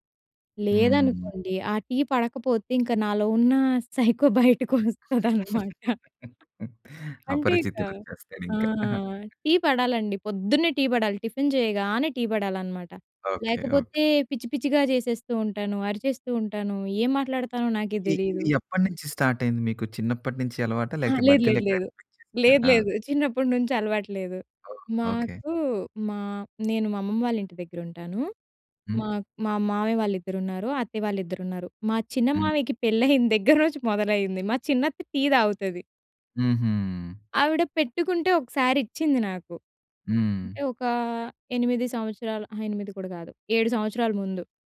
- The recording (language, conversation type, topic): Telugu, podcast, కాఫీ లేదా టీ తాగే విషయంలో మీరు పాటించే అలవాట్లు ఏమిటి?
- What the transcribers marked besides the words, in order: laughing while speaking: "సైకో బయటికొస్తదనమాట"; in English: "సైకో"; laugh; other background noise; in English: "టిఫిన్"; chuckle; in English: "స్టార్ట్"; unintelligible speech; laughing while speaking: "పెళ్లయిన దగ్గర రోజు"